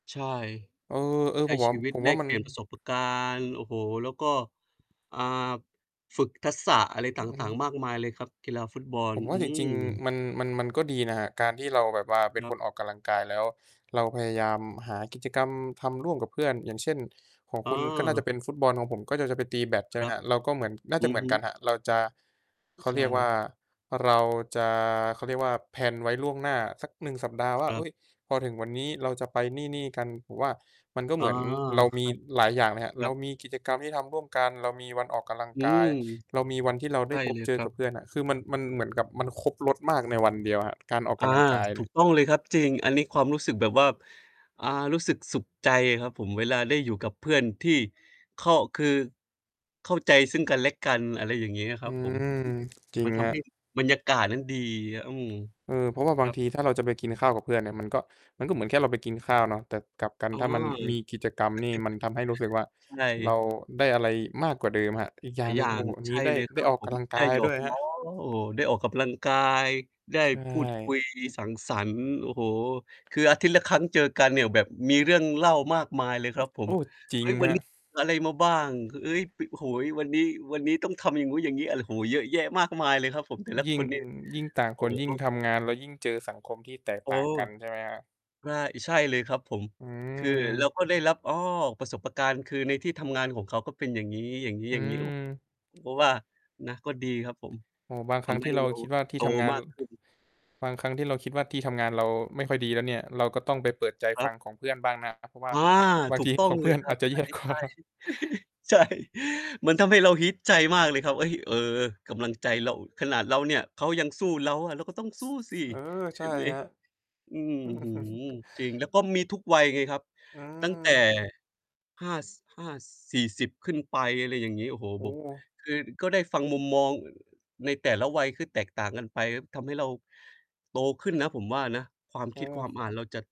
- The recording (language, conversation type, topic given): Thai, unstructured, การออกกำลังกายกับเพื่อนทำให้สนุกขึ้นไหม?
- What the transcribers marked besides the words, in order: distorted speech; "ประสบการณ์" said as "ประสบปะการณ์"; tapping; in English: "แพลน"; unintelligible speech; chuckle; "ประสบการณ์" said as "ประสบปะการณ์"; laughing while speaking: "แย่กว่า"; chuckle; laughing while speaking: "ใช่"; laughing while speaking: "อืม"